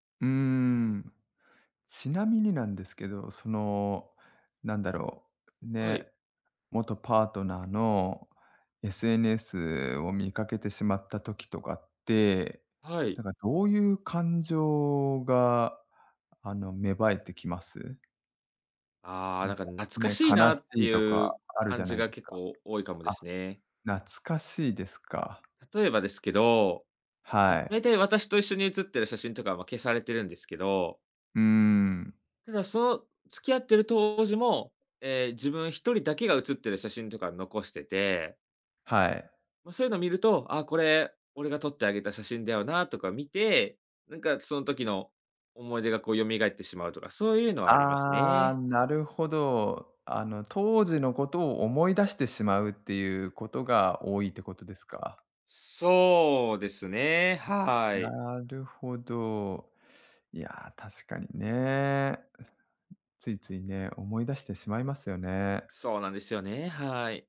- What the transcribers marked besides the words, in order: none
- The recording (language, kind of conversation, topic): Japanese, advice, SNSで元パートナーの投稿を見てしまい、つらさが消えないのはなぜですか？